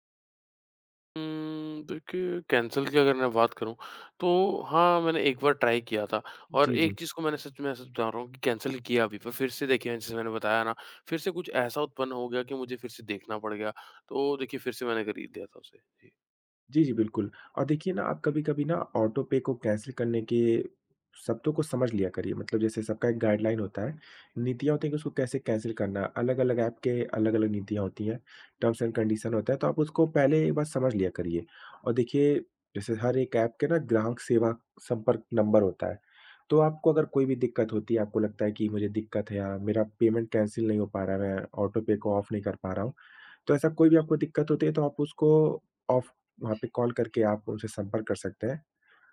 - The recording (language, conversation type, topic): Hindi, advice, सब्सक्रिप्शन रद्द करने में आपको किस तरह की कठिनाई हो रही है?
- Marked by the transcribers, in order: in English: "कैंसल"; in English: "ट्राई"; in English: "कैंसल"; in English: "ऑटो पे"; in English: "कैंसल"; in English: "गाइड्लाइन"; in English: "कैंसल"; in English: "टर्म्स एण्ड कन्डिशन"; in English: "पेमेंट कैंसल"; in English: "ऑटो पे"; in English: "ऑफ"; horn; in English: "ऑफ"; other background noise